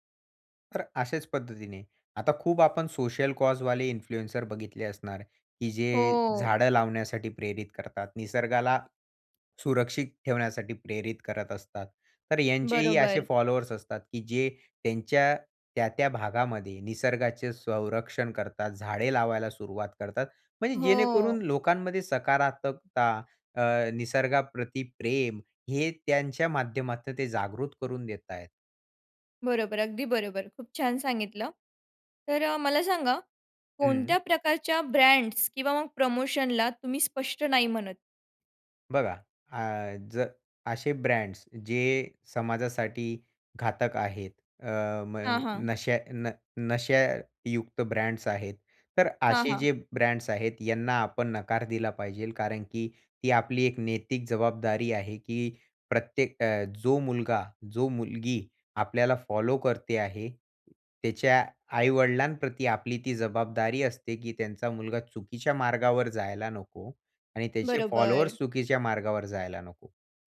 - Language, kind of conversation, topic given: Marathi, podcast, इन्फ्लुएन्सर्सकडे त्यांच्या कंटेंटबाबत कितपत जबाबदारी असावी असं तुम्हाला वाटतं?
- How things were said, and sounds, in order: in English: "सोशल कॉज"; other background noise; "सकारात्मकता" said as "सकरातकता"